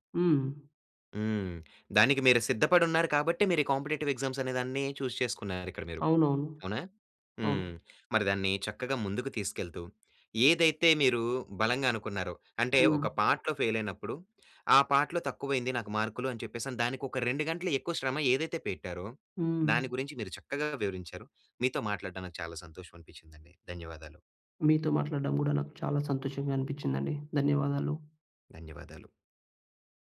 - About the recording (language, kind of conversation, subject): Telugu, podcast, నువ్వు విఫలమైనప్పుడు నీకు నిజంగా ఏం అనిపిస్తుంది?
- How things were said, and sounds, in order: in English: "కాంపిటీటివ్ ఎగ్జామ్స్"; in English: "చూజ్"; in English: "పార్ట్‌లో"; in English: "పార్ట్‌లో"